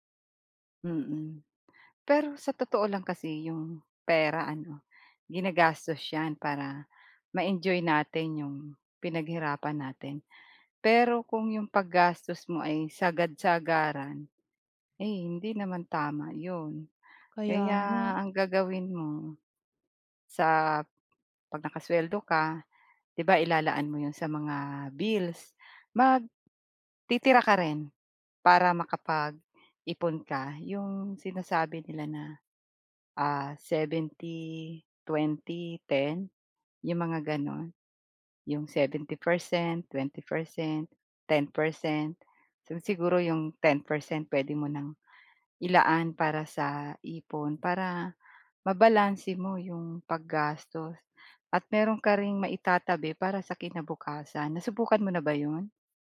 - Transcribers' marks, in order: none
- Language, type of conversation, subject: Filipino, advice, Paano ko mababalanse ang kasiyahan ngayon at seguridad sa pera para sa kinabukasan?